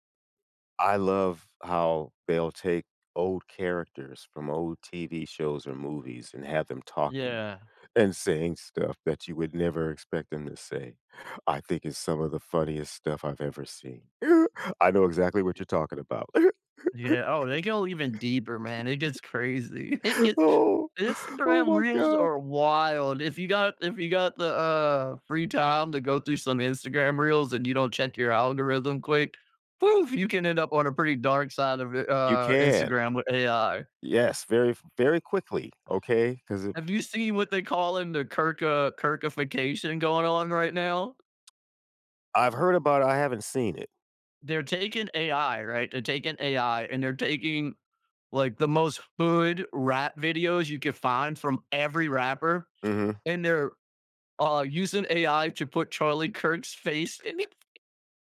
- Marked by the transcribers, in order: chuckle; chuckle; laugh; tapping
- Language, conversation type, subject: English, unstructured, How can I let my hobbies sneak into ordinary afternoons?